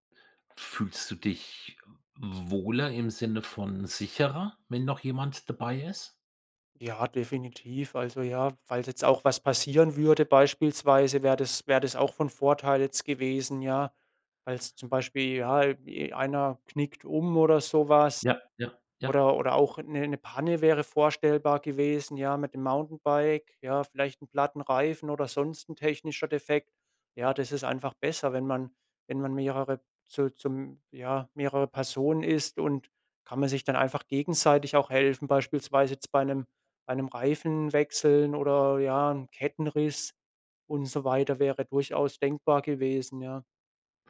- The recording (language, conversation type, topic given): German, podcast, Erzählst du mir von deinem schönsten Naturerlebnis?
- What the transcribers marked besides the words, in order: none